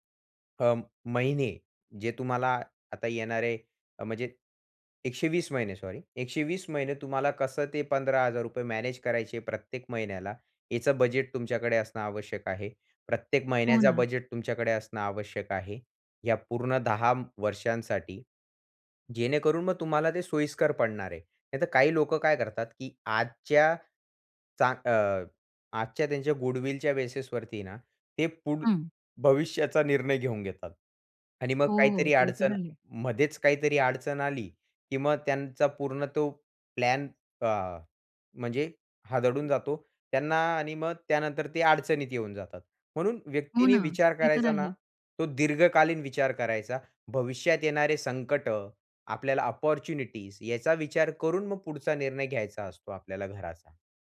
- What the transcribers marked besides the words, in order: other background noise; in English: "गुडविलच्या बेसिस"; in English: "अपॉर्च्युनिटीज"
- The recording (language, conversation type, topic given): Marathi, podcast, घर खरेदी करायची की भाडेतत्त्वावर राहायचं हे दीर्घकालीन दृष्टीने कसं ठरवायचं?